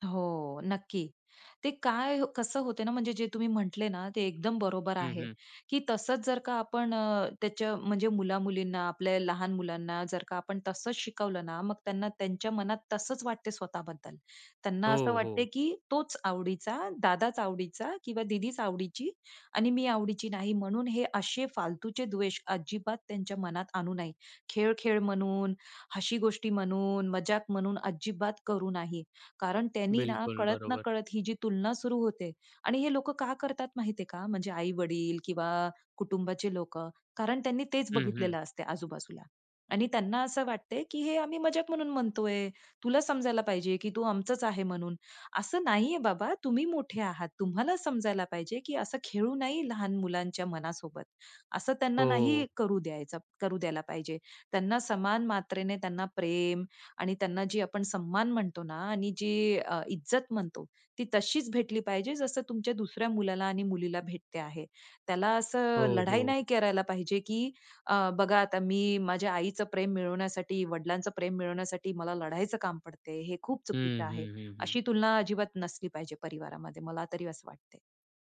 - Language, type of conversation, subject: Marathi, podcast, तुम्ही स्वतःची तुलना थांबवण्यासाठी काय करता?
- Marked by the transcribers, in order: in Hindi: "मज़ाक"; trusting: "असं नाही आहे बाबा, तुम्ही … लहान मुलांच्या मनासोबत"; drawn out: "हो"; in Hindi: "इज्जत"; in Hindi: "लढाई"